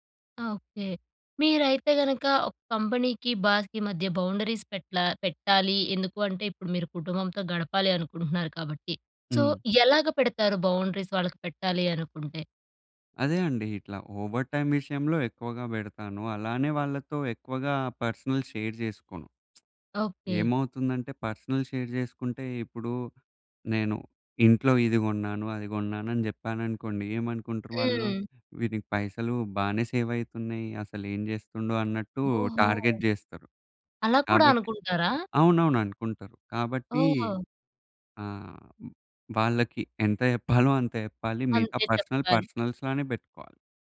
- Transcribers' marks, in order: in English: "కంపెనీకి బాస్‌కి"; in English: "బౌండరీస్"; in English: "సో"; in English: "బౌండరీస్"; tapping; in English: "ఓవర్ టైమ్"; in English: "పర్సనల్ షేర్"; other background noise; in English: "పర్సనల్ షేర్"; in English: "సేవ్"; in English: "టార్గెట్"; giggle; in English: "పర్సనల్ పర్సనల్స్‌లోనే"
- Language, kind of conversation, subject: Telugu, podcast, పని వల్ల కుటుంబానికి సమయం ఇవ్వడం ఎలా సమతుల్యం చేసుకుంటారు?